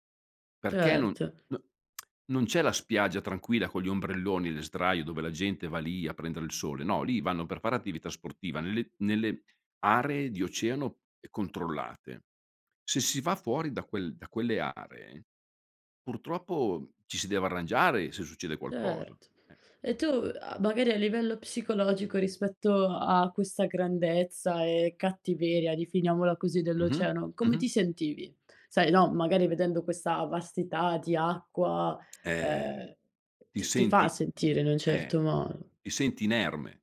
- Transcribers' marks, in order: lip smack; other background noise; tapping
- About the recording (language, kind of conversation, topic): Italian, podcast, Che impressione ti fanno gli oceani quando li vedi?